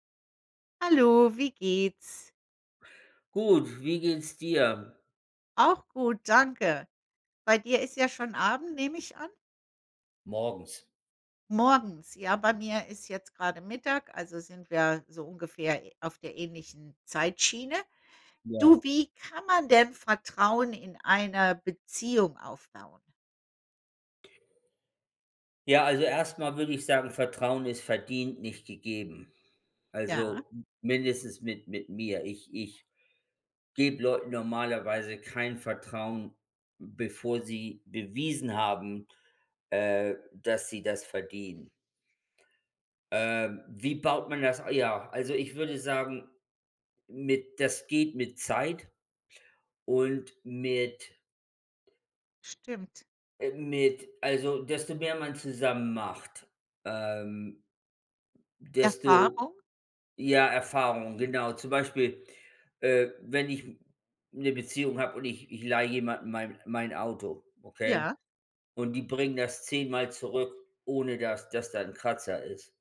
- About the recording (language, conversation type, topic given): German, unstructured, Wie kann man Vertrauen in einer Beziehung aufbauen?
- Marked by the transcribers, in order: none